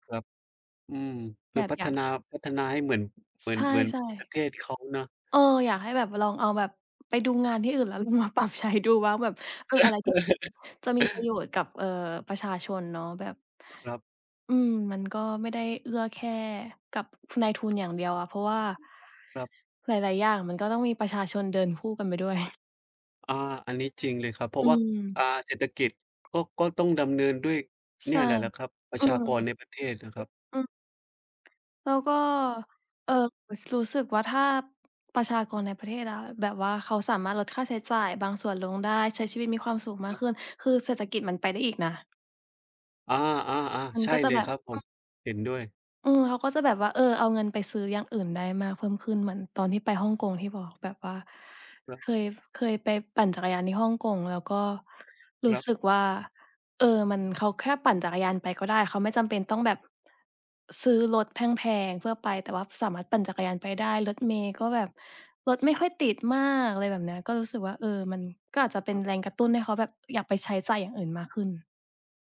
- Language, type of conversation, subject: Thai, unstructured, สถานที่ไหนที่ทำให้คุณรู้สึกทึ่งมากที่สุด?
- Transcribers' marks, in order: laughing while speaking: "มาปรับใช้ดูว่า"; chuckle; background speech; other background noise